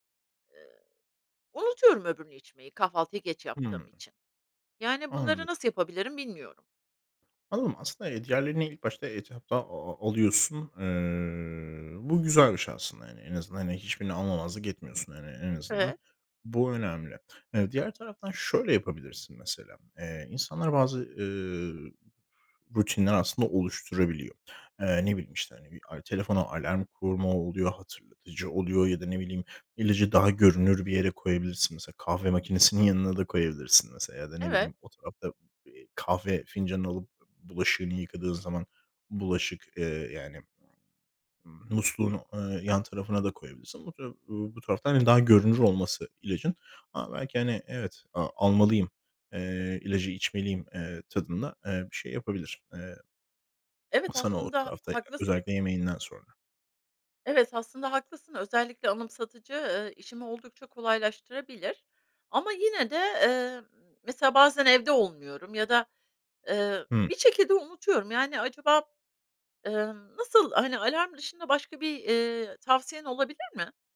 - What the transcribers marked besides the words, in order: other background noise; tapping
- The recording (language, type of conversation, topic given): Turkish, advice, İlaçlarınızı veya takviyelerinizi düzenli olarak almamanızın nedeni nedir?